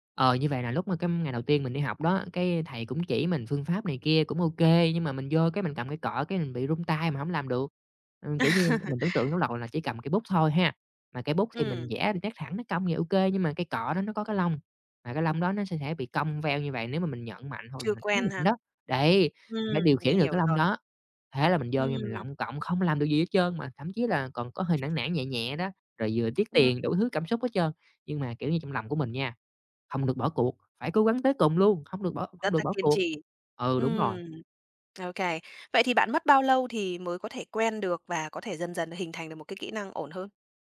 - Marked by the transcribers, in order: laugh; tapping; unintelligible speech; other background noise
- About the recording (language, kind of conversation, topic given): Vietnamese, podcast, Bạn có thể kể về sở thích khiến bạn mê mẩn nhất không?